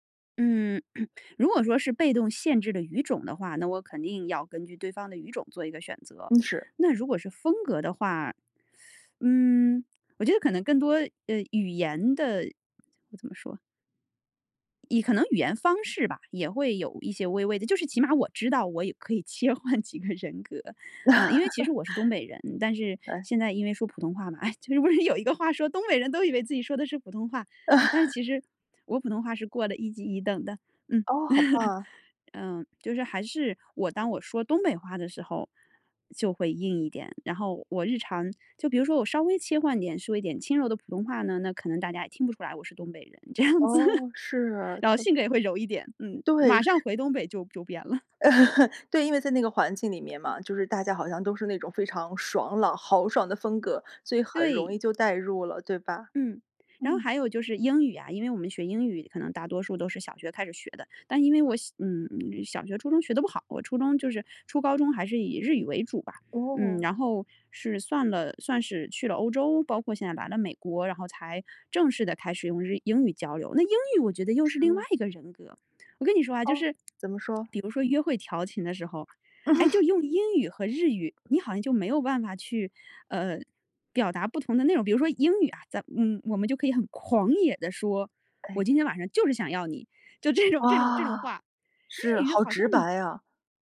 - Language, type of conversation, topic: Chinese, podcast, 语言在你的身份认同中起到什么作用？
- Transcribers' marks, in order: throat clearing; teeth sucking; "也" said as "以"; laughing while speaking: "切换几个人格"; laugh; laughing while speaking: "哎，其实不是有一个话说"; laugh; laughing while speaking: "这样子"; laugh; chuckle; other background noise; laugh; laughing while speaking: "这种"